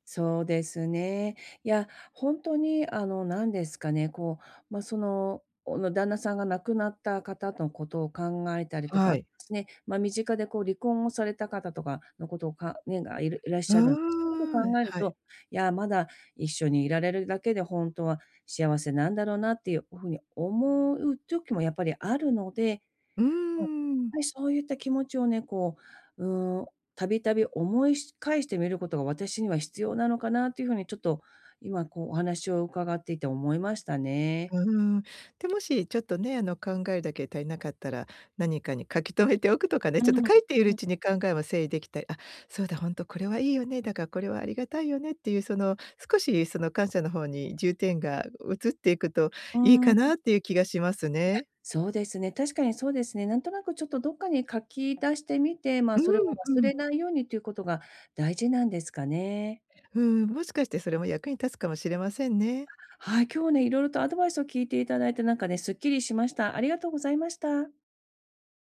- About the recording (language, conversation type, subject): Japanese, advice, 日々の中で小さな喜びを見つける習慣をどうやって身につければよいですか？
- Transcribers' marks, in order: none